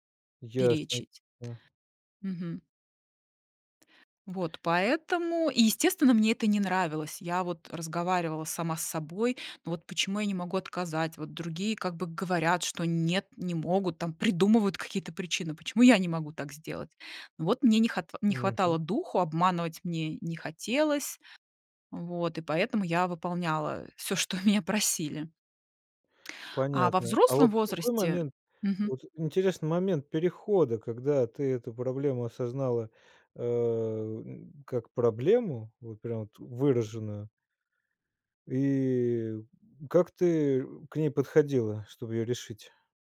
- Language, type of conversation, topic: Russian, podcast, Как вы говорите «нет», чтобы не чувствовать вины?
- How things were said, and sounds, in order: unintelligible speech; tapping; laughing while speaking: "что меня просили"; drawn out: "и"